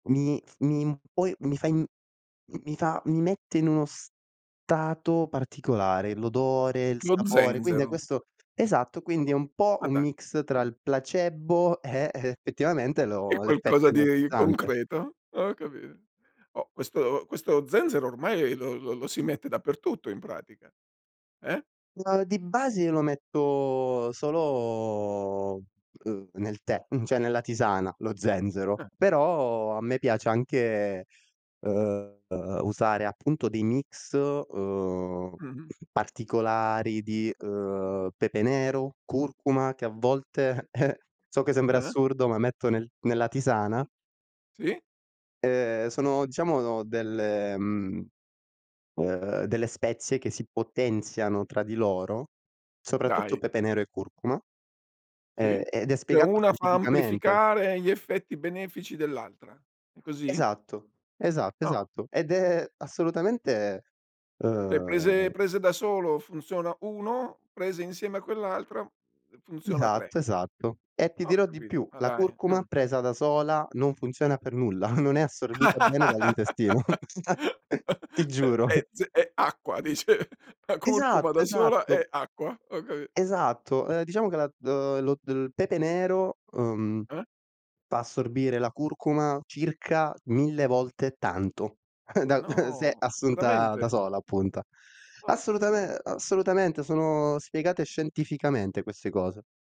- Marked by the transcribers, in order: laughing while speaking: "effettivamente"; chuckle; chuckle; laugh; laughing while speaking: "dice"; other background noise; chuckle; chuckle; chuckle
- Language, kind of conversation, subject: Italian, podcast, Come gestisci lo stress nella vita di tutti i giorni?